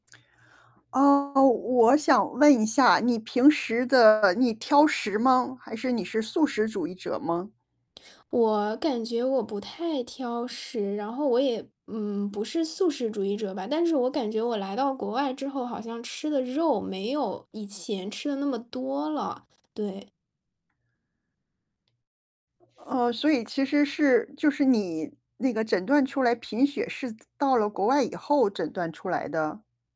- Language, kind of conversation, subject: Chinese, advice, 在收到健康诊断后，你是如何调整生活习惯并重建自我认同的？
- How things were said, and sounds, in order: mechanical hum; distorted speech; other background noise; static